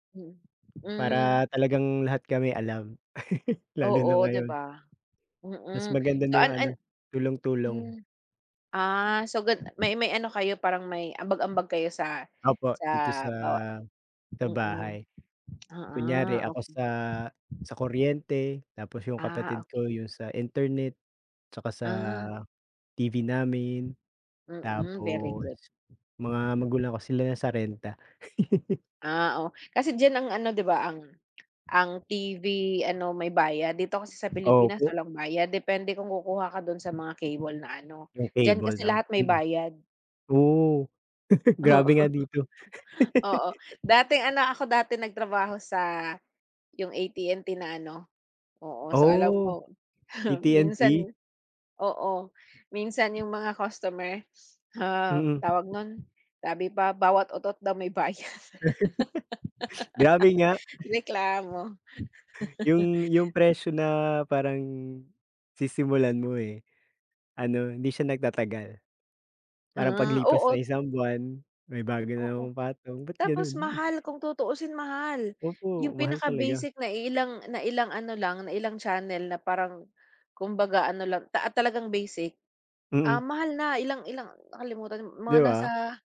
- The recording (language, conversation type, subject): Filipino, unstructured, Ano ang mga paraan mo para makatipid sa pang-araw-araw?
- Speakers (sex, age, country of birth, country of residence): female, 40-44, Philippines, Philippines; male, 25-29, Philippines, United States
- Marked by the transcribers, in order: other background noise; chuckle; tapping; laugh; laugh; laugh; chuckle; laugh; chuckle; laugh